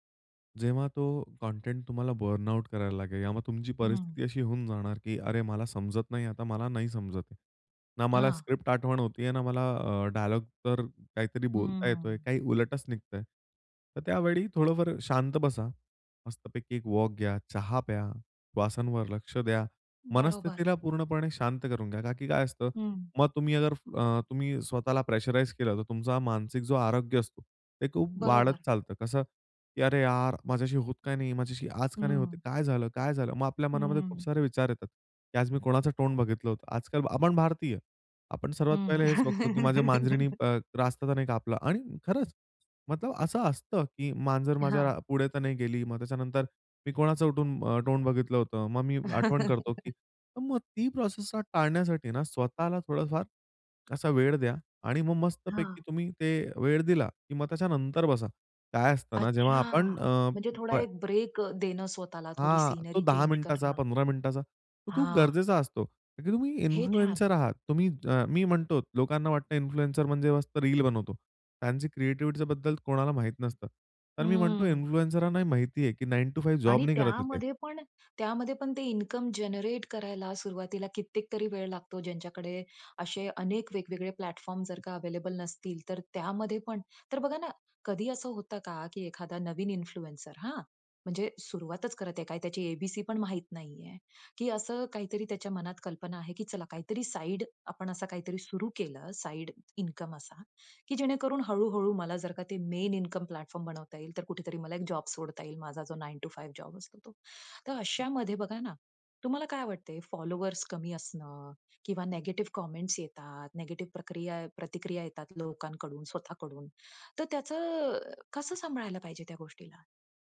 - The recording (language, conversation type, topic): Marathi, podcast, कंटेंट निर्माते म्हणून काम करणाऱ्या व्यक्तीने मानसिक आरोग्याची काळजी घेण्यासाठी काय करावे?
- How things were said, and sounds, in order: in English: "बर्नआउट"; in English: "स्क्रिप्ट"; giggle; laugh; in English: "सीनरी चेंज"; in English: "इन्फ्लुएन्सर"; other noise; in English: "इन्फ्लुएन्सर"; in English: "क्रिएटिव्हिटीच्या"; in English: "इन्फ्लुएंसर्सना"; in English: "जनरेट"; in English: "प्लॅटफॉर्म"; in English: "इन्फ्लुएन्सर"; in English: "मेन"; in English: "प्लॅटफॉर्म"; in English: "कमेंट्स"